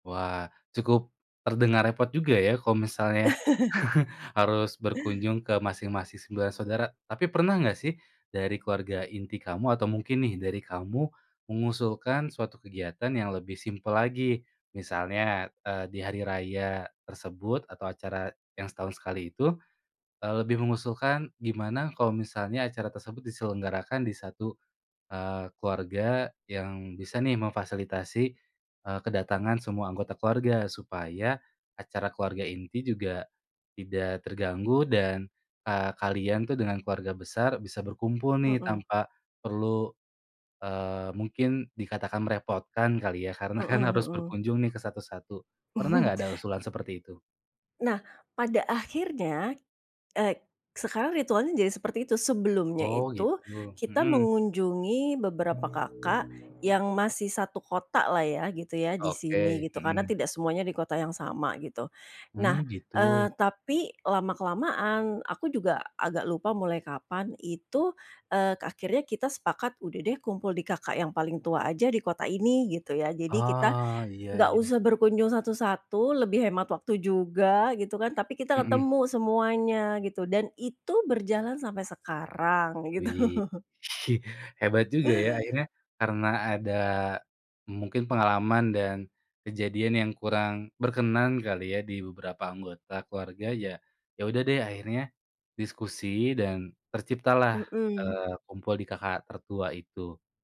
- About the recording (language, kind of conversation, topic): Indonesian, podcast, Bagaimana cara menjaga batas yang sehat antara keluarga inti dan keluarga besar?
- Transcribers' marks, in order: other background noise; chuckle; chuckle; laughing while speaking: "gitu"; laugh